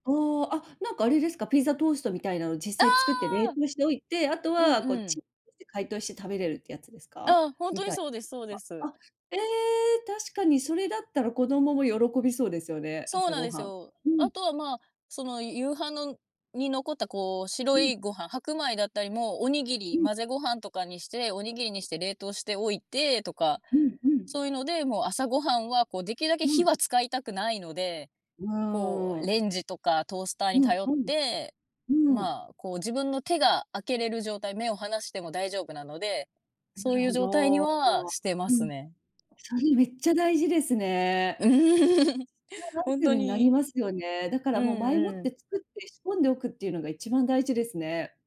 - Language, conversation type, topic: Japanese, podcast, 忙しい朝をどうやって乗り切っていますか？
- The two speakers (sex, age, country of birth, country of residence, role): female, 25-29, Japan, Japan, guest; female, 40-44, Japan, United States, host
- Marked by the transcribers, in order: unintelligible speech; laugh